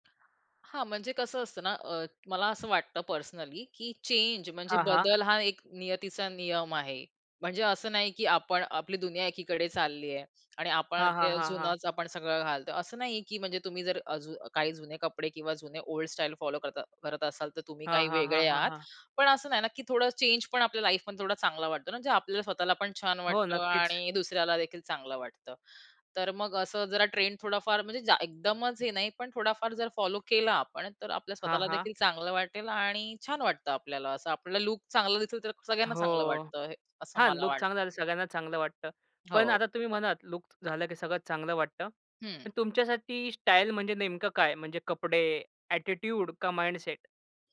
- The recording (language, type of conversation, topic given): Marathi, podcast, सामाजिक माध्यमांचा तुमच्या पेहरावाच्या शैलीवर कसा परिणाम होतो?
- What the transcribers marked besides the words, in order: tapping; other background noise; in English: "ओल्ड स्टाईल"; in English: "लाईफ"; other noise; "म्हणालात" said as "म्हणात"; in English: "ॲटिट्यूड"; in English: "माइंडसेट?"